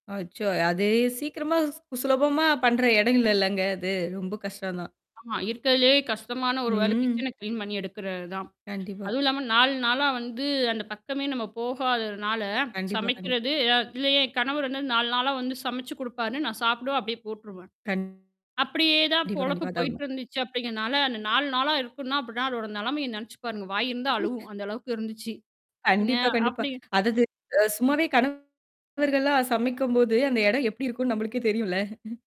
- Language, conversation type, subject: Tamil, podcast, விருந்துக்கு முன் வீட்டை குறைந்த நேரத்தில் எப்படி ஒழுங்குபடுத்துவீர்கள்?
- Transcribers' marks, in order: drawn out: "ம்"; other noise; distorted speech; chuckle; tapping; mechanical hum